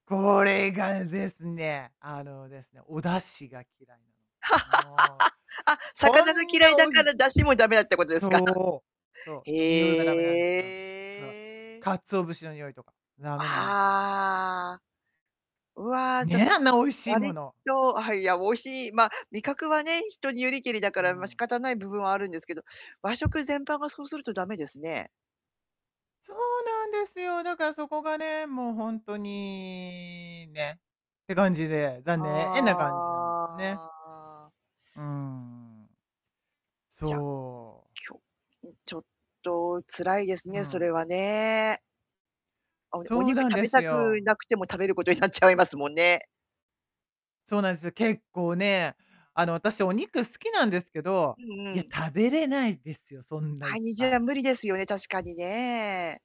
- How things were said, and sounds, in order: laugh; distorted speech; drawn out: "へえ"; drawn out: "ああ"; tapping; drawn out: "ほんとに"; drawn out: "ああ"; laughing while speaking: "食べることになっちゃいますもんね"
- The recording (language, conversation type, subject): Japanese, advice, 家族の好き嫌いで栄養バランスが崩れるのをどう改善すればよいですか？